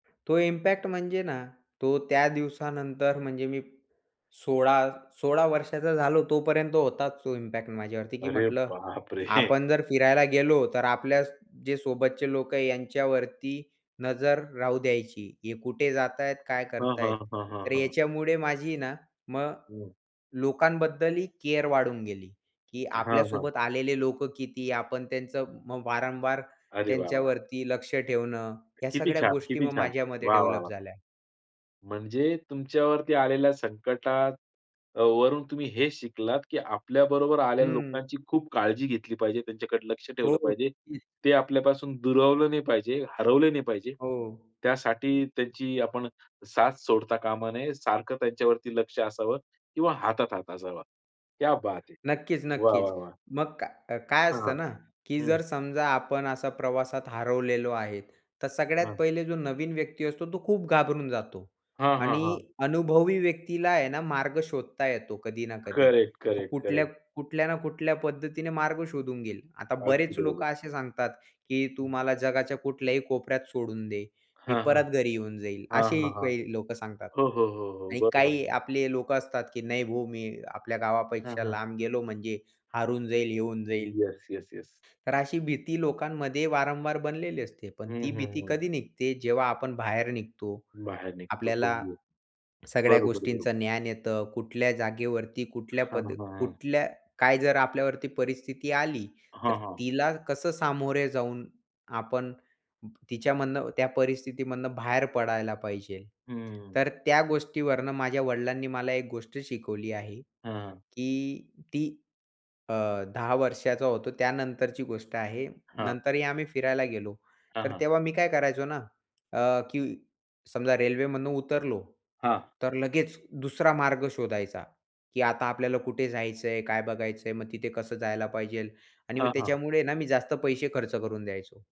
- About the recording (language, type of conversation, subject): Marathi, podcast, प्रवासादरम्यान हरवून गेल्याचा अनुभव काय होता?
- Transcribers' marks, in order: in English: "इम्पॅक्ट"; in English: "इम्पॅक्ट"; surprised: "अरे बापरे!"; chuckle; tapping; other background noise; in Hindi: "क्या बात है!"; in English: "करेक्ट-करेक्ट-करेक्ट"